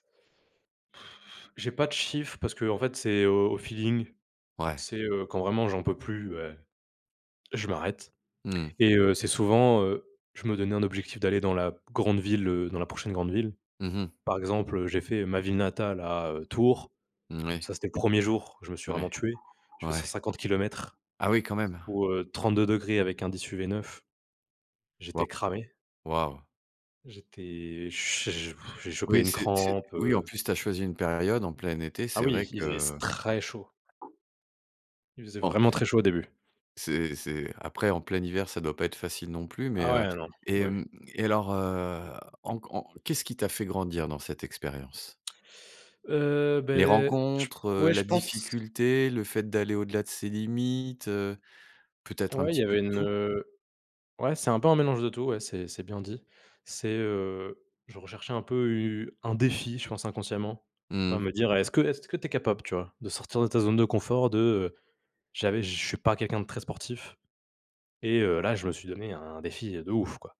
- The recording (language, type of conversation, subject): French, podcast, Peux-tu raconter une expérience qui t’a vraiment fait grandir ?
- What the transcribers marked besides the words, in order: blowing; other background noise; blowing; tapping